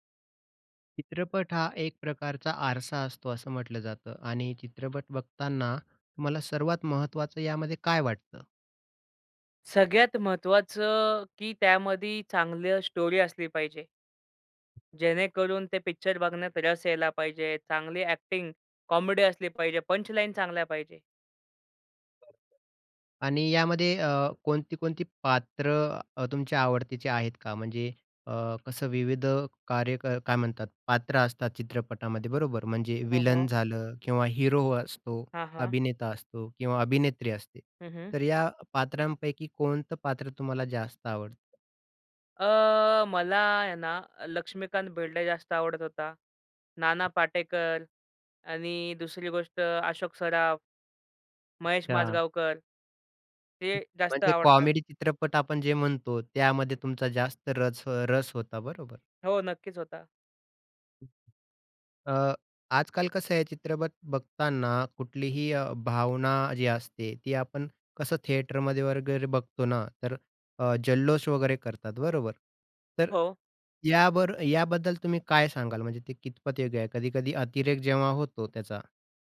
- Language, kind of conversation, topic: Marathi, podcast, चित्रपट पाहताना तुमच्यासाठी सर्वात महत्त्वाचं काय असतं?
- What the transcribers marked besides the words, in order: in English: "स्टोरी"; other background noise; in English: "अ‍ॅक्टिंग, कॉमेडी"; in English: "पंचलाईन"; tapping; in English: "थिएटरमध्ये"; "वगैरे" said as "वर्गरे"